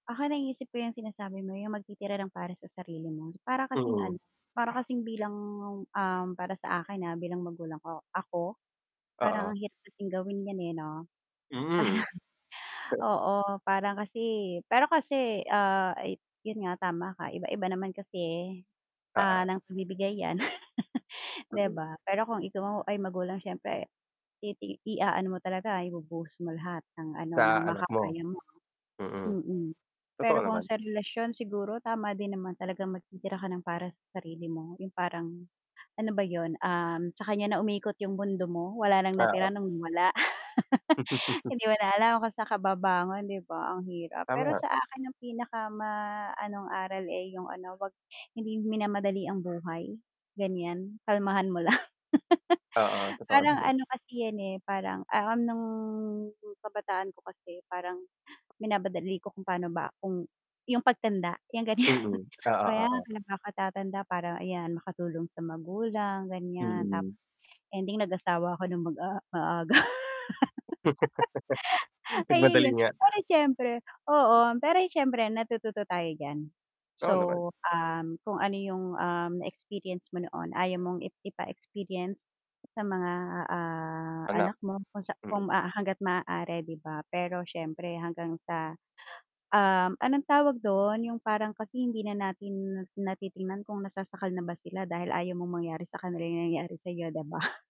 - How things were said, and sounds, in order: static; mechanical hum; other background noise; laughing while speaking: "Parang"; laugh; tapping; laugh; laugh; laughing while speaking: "ganyan"; laughing while speaking: "maaga"; laugh; laughing while speaking: "ba?"
- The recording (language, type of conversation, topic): Filipino, unstructured, Ano ang pinakamahalagang aral sa buhay para sa’yo?